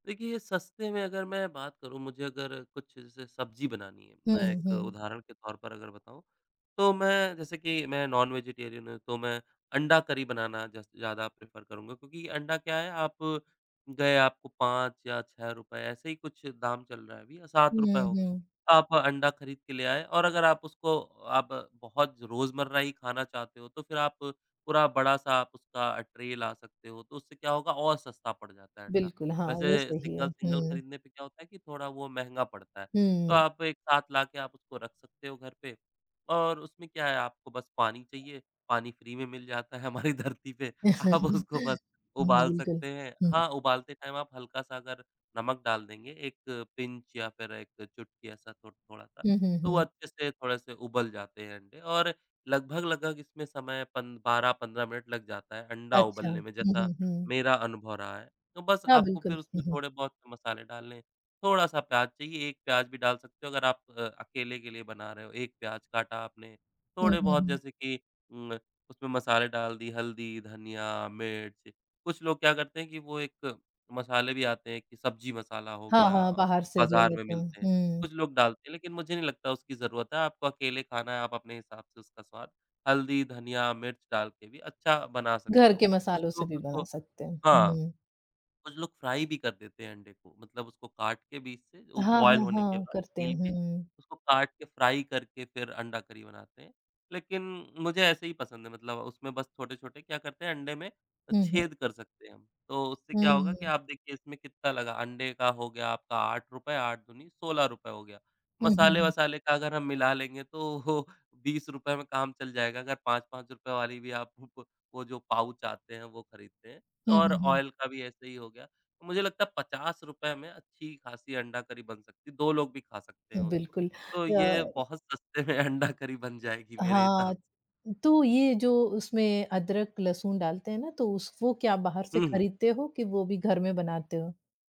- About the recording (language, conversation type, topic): Hindi, podcast, आप सस्ता लेकिन स्वादिष्ट खाना कैसे बनाते हैं?
- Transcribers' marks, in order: other background noise; in English: "नॉन-वेजिटेरियन"; in English: "प्रेफ़र"; in English: "ट्रे"; in English: "सिंगल-सिंगल"; in English: "फ्री"; laughing while speaking: "हमारी धरती पे। आप उसको बस उबाल सकते हैं"; chuckle; tapping; in English: "टाइम"; in English: "पिंच"; in English: "फ्राई"; in English: "बॉयल"; in English: "फ्राई"; laughing while speaking: "तो"; in English: "पाउच"; in English: "ऑयल"; laughing while speaking: "सस्ते में अंडा करी बन जाएगी मेरे हिसाब स"